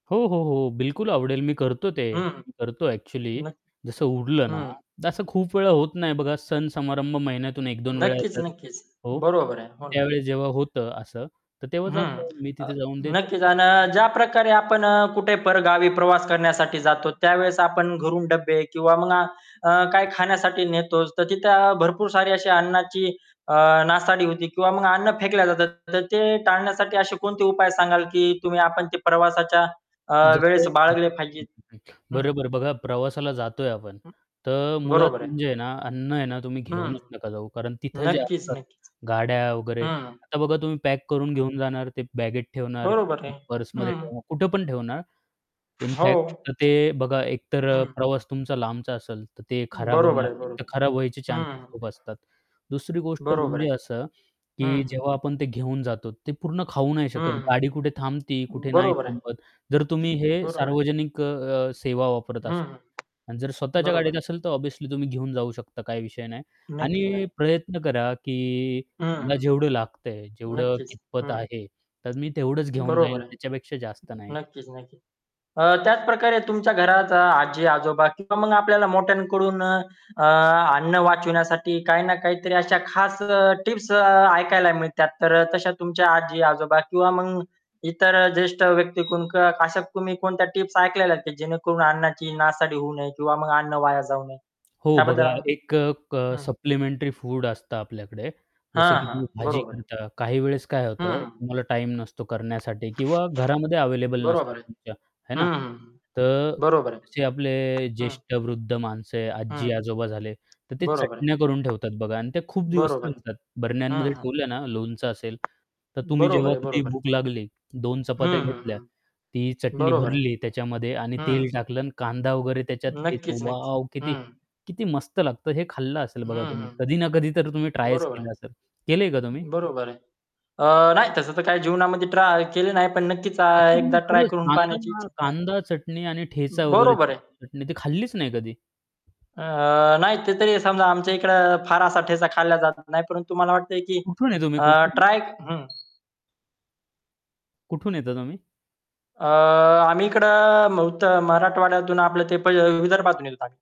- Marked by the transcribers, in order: static; distorted speech; other background noise; tapping; in English: "ऑब्व्हियसली"; in English: "सप्लिमेंटरी"
- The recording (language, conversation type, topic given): Marathi, podcast, अन्न वाया जाणं टाळण्यासाठी तुम्ही कोणते उपाय करता?